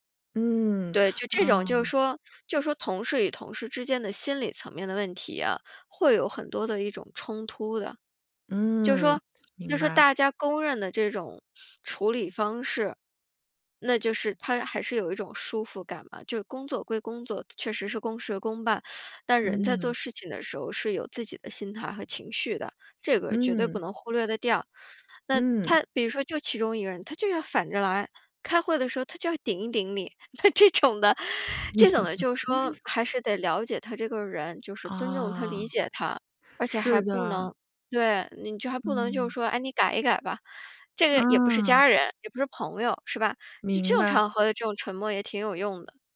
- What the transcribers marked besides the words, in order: other background noise; laughing while speaking: "那这种 的"; laugh
- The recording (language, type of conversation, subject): Chinese, podcast, 沉默在交流中起什么作用？